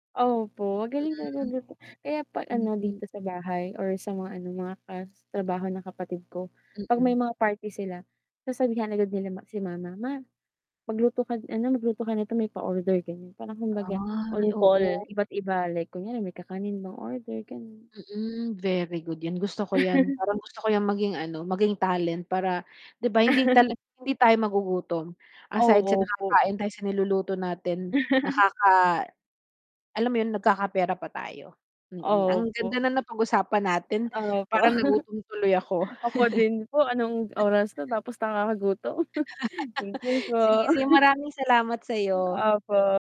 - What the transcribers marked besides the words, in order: static; chuckle; distorted speech; chuckle; chuckle; chuckle; laugh; chuckle
- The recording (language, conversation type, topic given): Filipino, unstructured, Ano ang unang pagkain na natutunan mong lutuin?